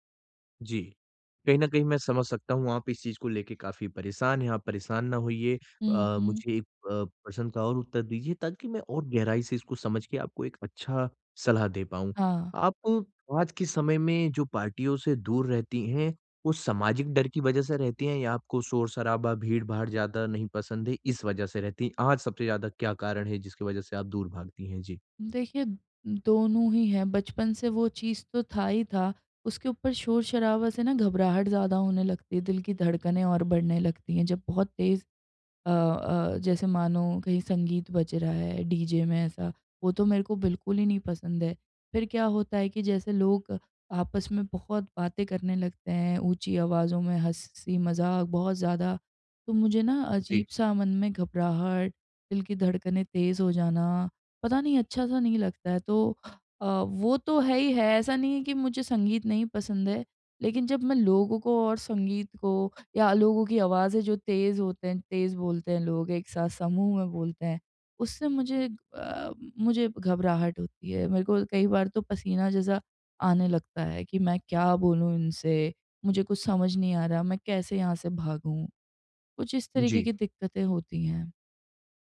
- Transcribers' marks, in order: none
- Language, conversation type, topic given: Hindi, advice, मैं पार्टी में शामिल होने की घबराहट कैसे कम करूँ?